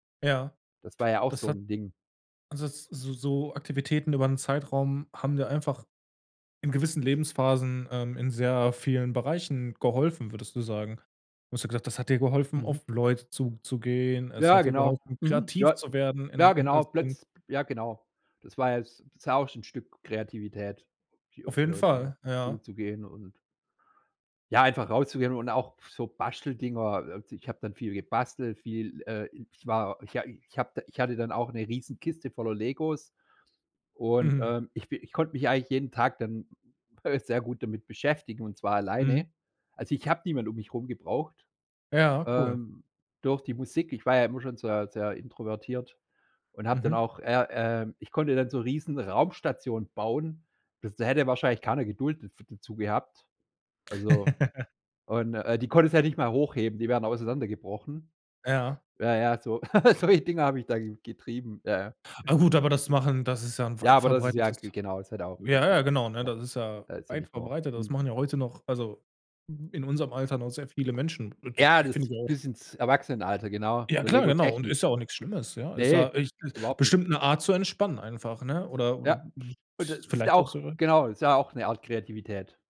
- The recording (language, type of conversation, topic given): German, podcast, Welche Erlebnisse aus der Kindheit prägen deine Kreativität?
- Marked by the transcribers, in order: other background noise; other noise; laugh; giggle; laughing while speaking: "solche Dinger habe ich da"; background speech; unintelligible speech